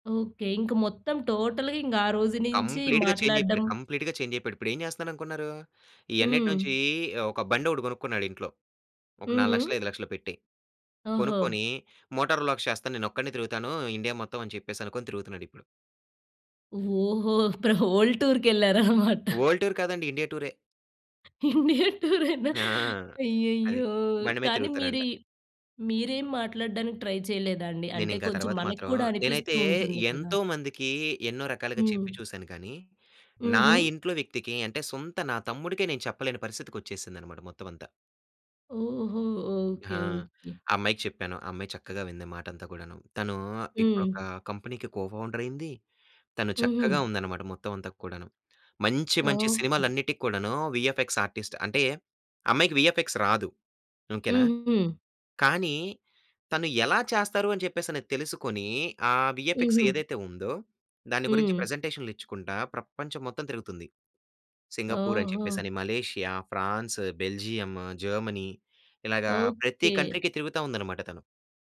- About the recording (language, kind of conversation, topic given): Telugu, podcast, మిత్రుడు లేదా కుటుంబసభ్యుడు ఒంటరితనంతో బాధపడుతున్నప్పుడు మీరు ఎలా సహాయం చేస్తారు?
- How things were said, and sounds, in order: in English: "టోటల్‌గా"; in English: "కంప్లీట్‌గా చేంజ్"; in English: "కంప్లీట్‌గా చేంజ్"; in English: "మోటార్ వ్లాగ్స్"; laughing while speaking: "ప్ర వరల్డ్ టూర్‌కేళ్లారన్నమాట"; in English: "వరల్డ్"; in English: "వరల్డ్ టూర్"; laughing while speaking: "ఇండియా టూ‌రేనా"; in English: "ట్రై"; in English: "కో ఫౌండర్"; in English: "వీఎఫ్ఎక్స్ ఆర్టిస్ట్"; in English: "వీఎఫ్ఎక్స్"; in English: "వీఎఫ్ఎక్స్"; in English: "కంట్రీకి"